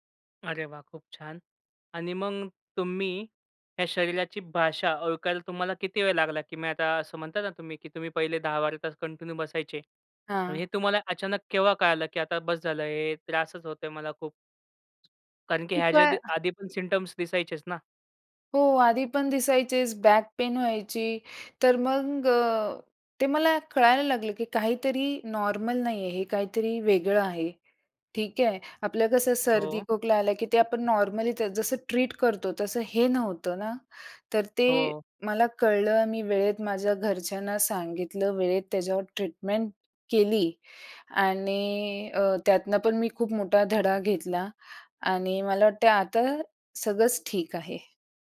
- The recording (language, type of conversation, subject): Marathi, podcast, तुमचे शरीर आता थांबायला सांगत आहे असे वाटल्यावर तुम्ही काय करता?
- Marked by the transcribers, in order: in English: "कंटिन्यू"; tapping; other background noise; other noise; in English: "सिम्प्टम्ज़"; in English: "बॅक पेन"